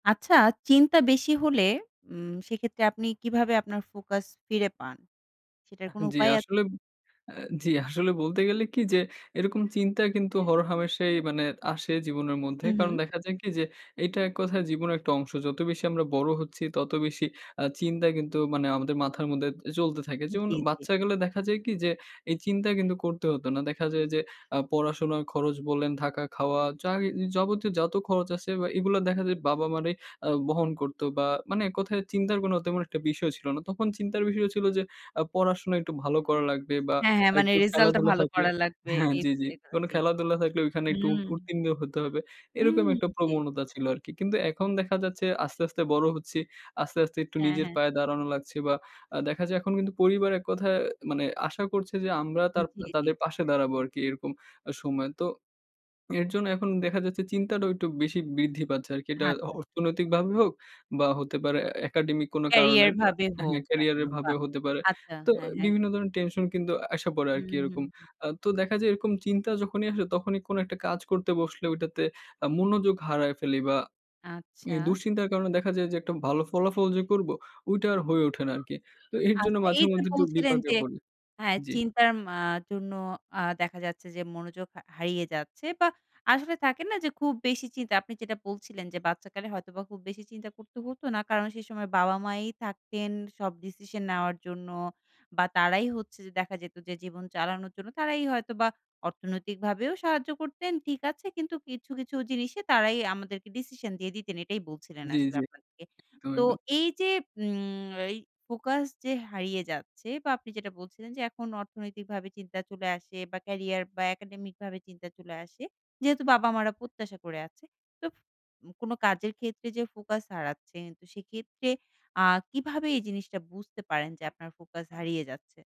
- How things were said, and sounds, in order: unintelligible speech; drawn out: "হুম"; other animal sound
- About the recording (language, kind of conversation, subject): Bengali, podcast, চিন্তা বেশি হলে ফোকাস ফিরে পাওয়ার উপায় কী?